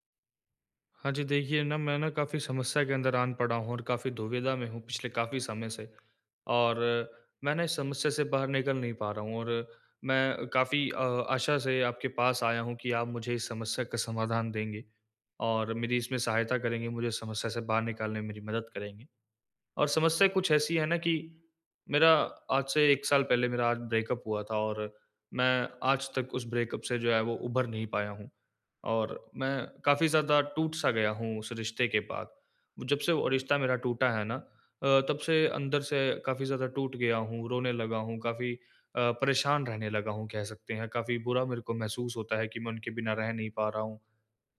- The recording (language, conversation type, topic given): Hindi, advice, टूटे रिश्ते को स्वीकार कर आगे कैसे बढ़ूँ?
- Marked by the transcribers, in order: in English: "ब्रेकअप"; in English: "ब्रेकअप"